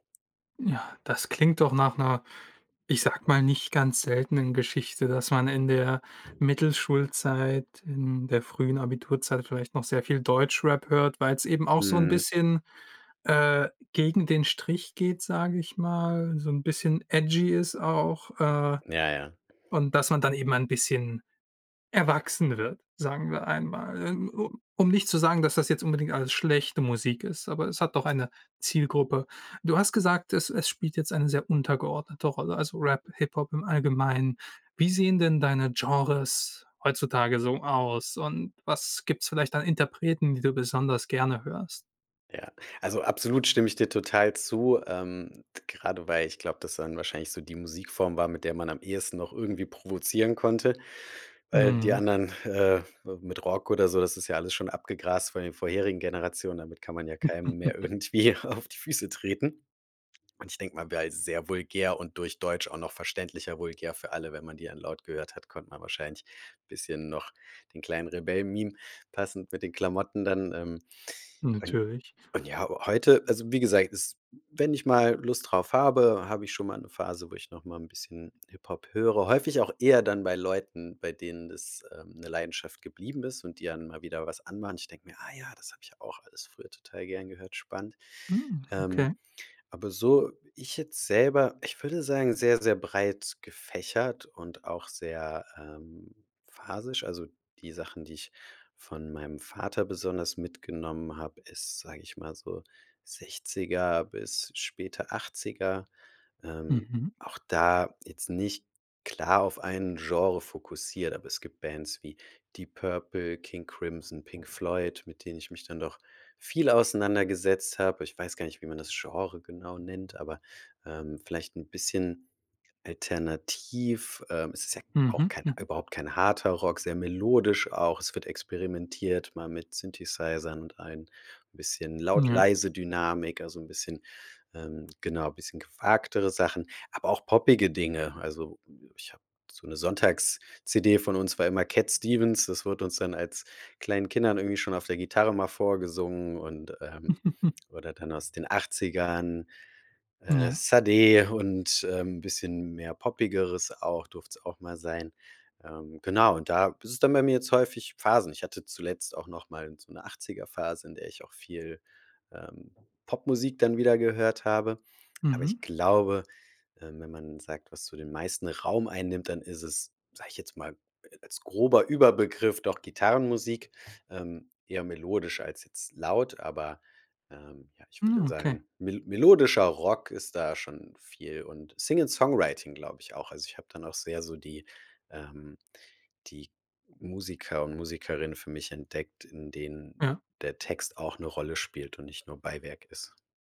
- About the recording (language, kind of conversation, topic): German, podcast, Wer oder was hat deinen Musikgeschmack geprägt?
- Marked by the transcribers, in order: other background noise; in English: "edgy"; other noise; giggle; laughing while speaking: "irgendwie auf die"; surprised: "Mhm"; chuckle; in English: "Sing and Songwriting"